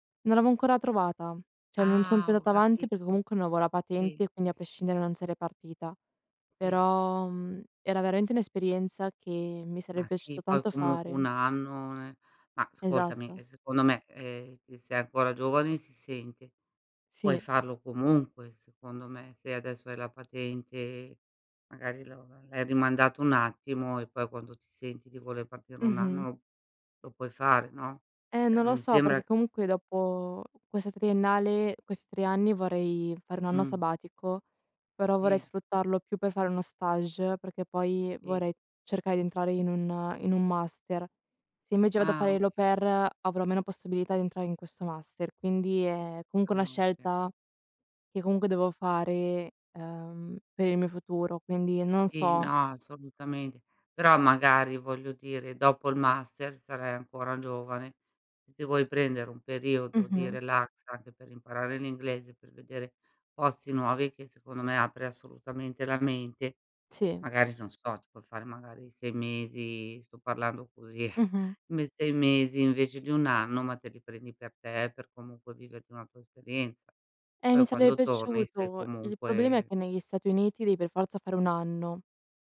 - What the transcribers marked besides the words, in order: "avevo" said as "aveo"; "Cioè" said as "ceh"; "non" said as "no"; "avevo" said as "aveo"; "veramente" said as "veraente"; other background noise; "ascoltami" said as "scoltami"; "sabbatico" said as "sabatico"; "okay" said as "oka"; in French: "au pair"; "okay" said as "oka"; laughing while speaking: "così"
- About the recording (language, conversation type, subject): Italian, unstructured, Qual è il viaggio che avresti voluto fare, ma che non hai mai potuto fare?